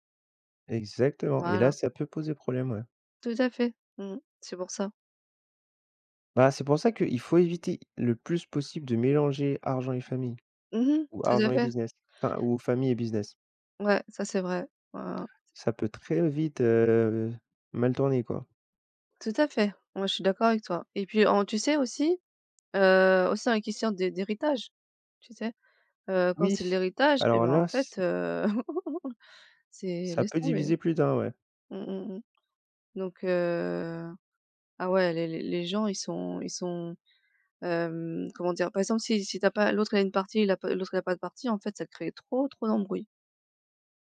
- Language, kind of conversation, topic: French, unstructured, Pourquoi l’argent crée-t-il souvent des conflits dans les familles ?
- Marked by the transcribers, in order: chuckle